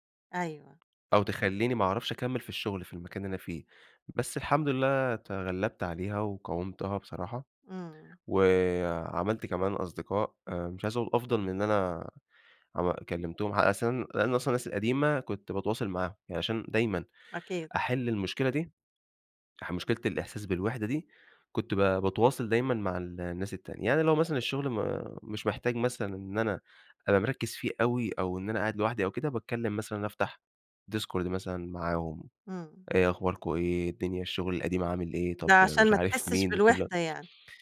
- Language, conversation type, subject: Arabic, podcast, احكيلي عن وقت حسّيت فيه بالوحدة وإزاي اتعاملت معاها؟
- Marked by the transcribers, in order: tapping; in English: "ديسكورد"